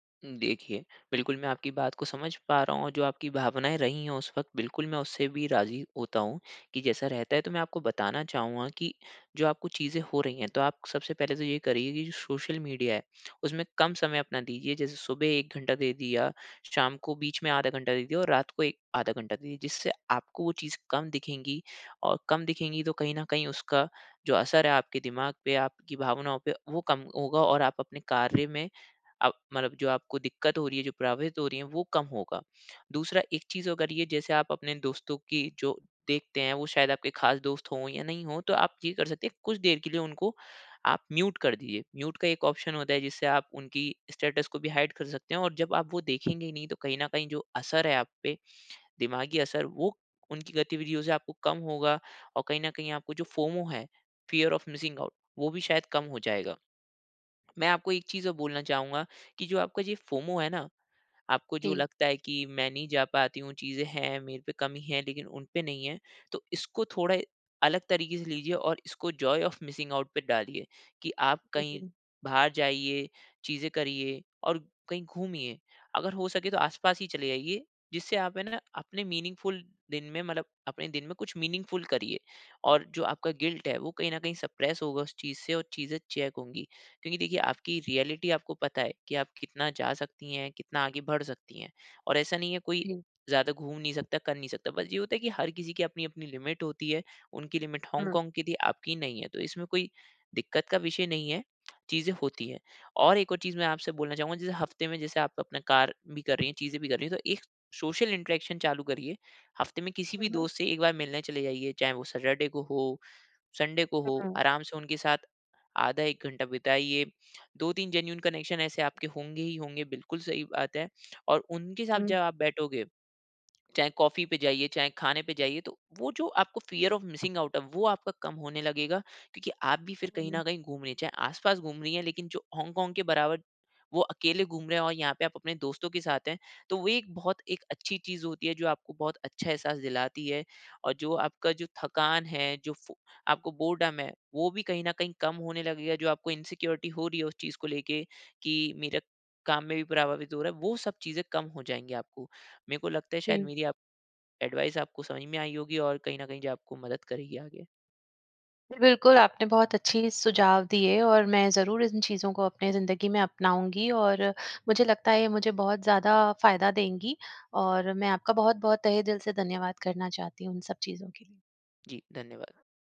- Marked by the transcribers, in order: in English: "ऑप्शन"; in English: "हाइड"; other background noise; in English: "फोमो"; in English: "फियर ऑफ़ मिसिंग आउट"; in English: "फोमो"; in English: "जॉय ओफ मिसिंग आउट"; in English: "मीनिंगफ़ुल"; in English: "मीनिंगफ़ुल"; in English: "गिल्ट"; in English: "सप्रेस"; in English: "चेक"; in English: "रियलिटी"; in English: "लिमिट"; in English: "लिमिट"; in English: "सोशल इंटरेक्शन"; in English: "सैटरडे"; in English: "संडे"; in English: "जेनुइन कनेक्शन"; in English: "फ़ियर ऑफ़ मिसिंग आउट"; in English: "बोरडम"; in English: "इनसिक्योरिटी"; in English: "एडवाइज़"
- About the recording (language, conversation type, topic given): Hindi, advice, क्या मुझे लग रहा है कि मैं दूसरों की गतिविधियाँ मिस कर रहा/रही हूँ—मैं क्या करूँ?
- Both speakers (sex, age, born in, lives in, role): female, 45-49, India, India, user; male, 25-29, India, India, advisor